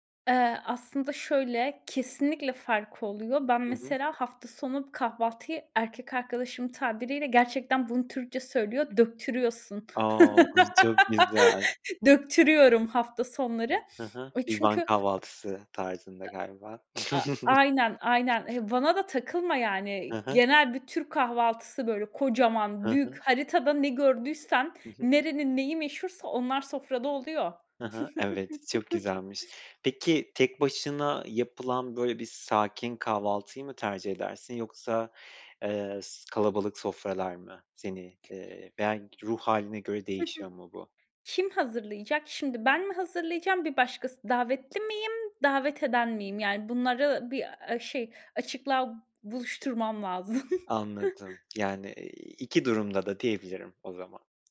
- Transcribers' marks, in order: other background noise; chuckle; chuckle; chuckle; tapping; laughing while speaking: "lazım"; chuckle
- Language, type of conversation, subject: Turkish, podcast, İyi bir kahvaltı senin için ne ifade ediyor?
- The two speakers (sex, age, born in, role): female, 30-34, Turkey, guest; male, 30-34, Turkey, host